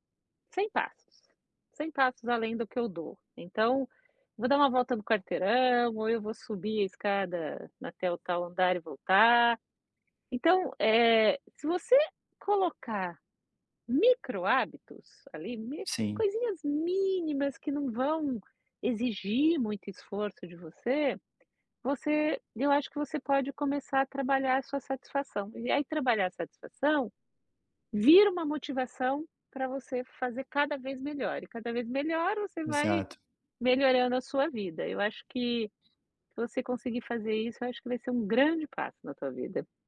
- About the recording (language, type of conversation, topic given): Portuguese, advice, Como posso manter a consistência diária na prática de atenção plena?
- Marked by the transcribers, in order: tapping; other background noise